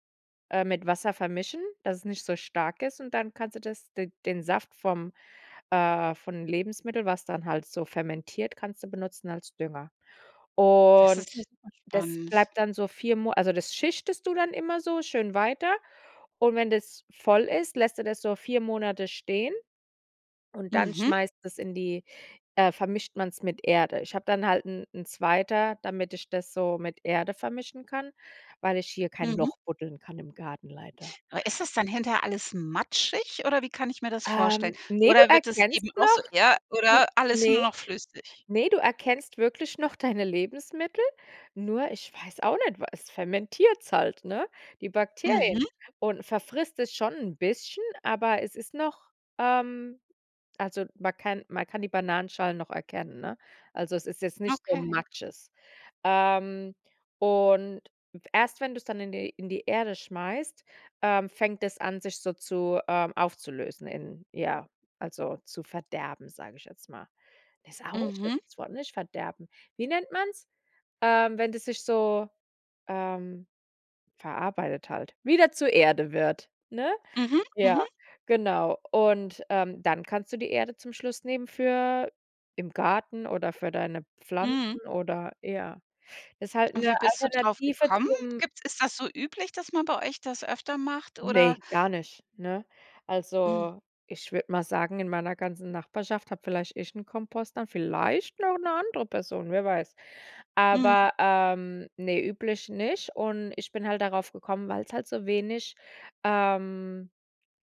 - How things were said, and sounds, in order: none
- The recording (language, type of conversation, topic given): German, podcast, Wie organisierst du die Mülltrennung bei dir zu Hause?